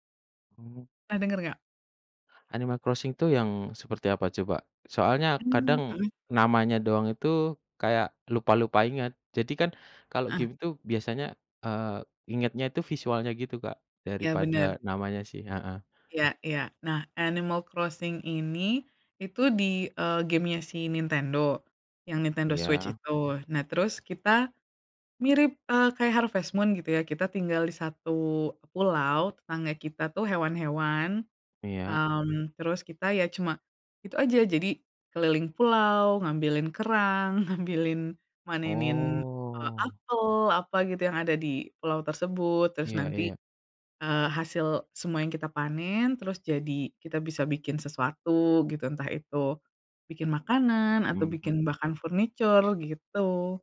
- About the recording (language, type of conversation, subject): Indonesian, unstructured, Apa yang Anda cari dalam gim video yang bagus?
- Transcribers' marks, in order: other background noise; tapping; laughing while speaking: "ngambilin"; drawn out: "Oh"